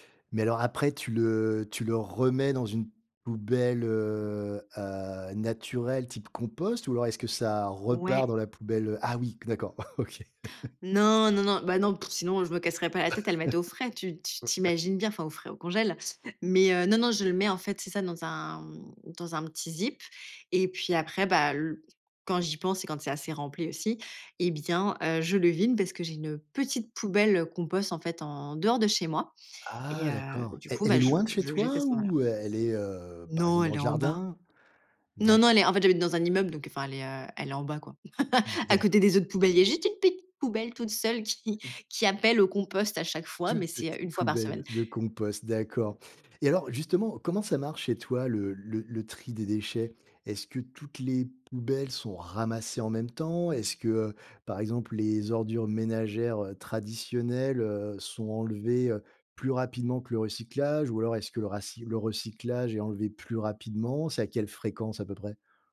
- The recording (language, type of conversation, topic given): French, podcast, Comment gères-tu le tri et le recyclage chez toi ?
- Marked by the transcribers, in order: stressed: "remets"; laughing while speaking: "OK"; chuckle; laugh; laughing while speaking: "Ouais, ouais"; "congélateur" said as "congel"; laugh; tapping; stressed: "petite"; other noise